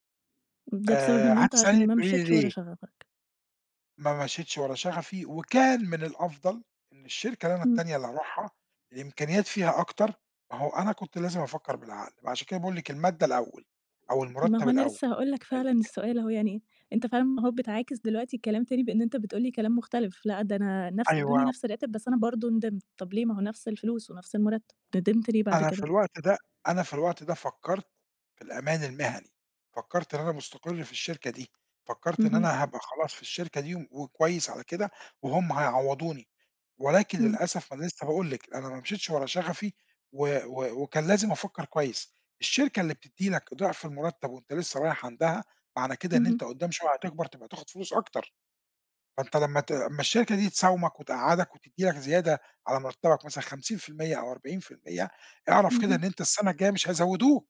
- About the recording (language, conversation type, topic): Arabic, podcast, إزاي بتقرر تمشي ورا شغفك ولا تختار أمان الوظيفة؟
- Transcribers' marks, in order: tapping